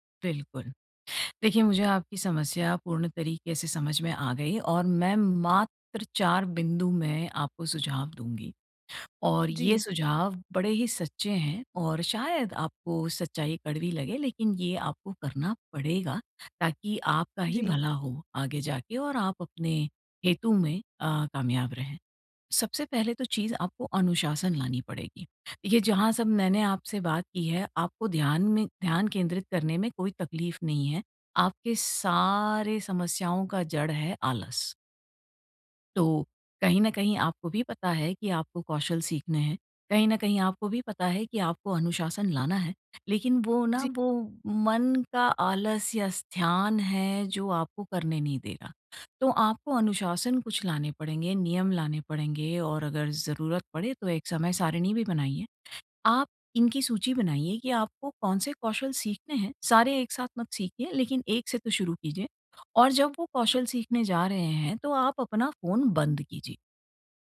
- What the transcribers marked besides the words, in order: none
- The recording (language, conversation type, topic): Hindi, advice, बोरियत को उत्पादकता में बदलना